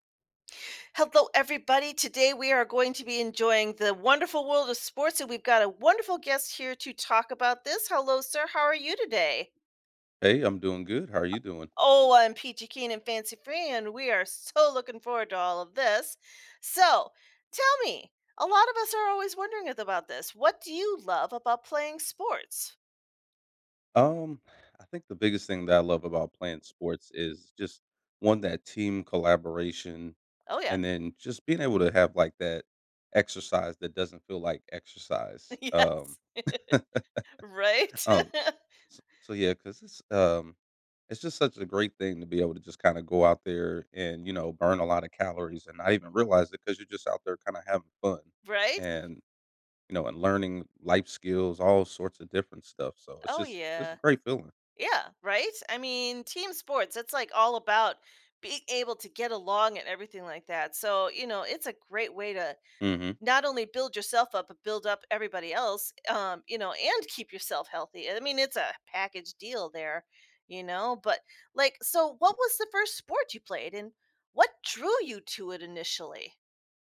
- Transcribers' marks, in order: put-on voice: "Hello, everybody. Today, we are … talk about this"; tapping; put-on voice: "Oh, I'm peachy keen and … all of this"; stressed: "so"; chuckle; laughing while speaking: "Yes"; chuckle; other background noise
- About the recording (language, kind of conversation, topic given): English, podcast, How has playing sports shaped who you are today?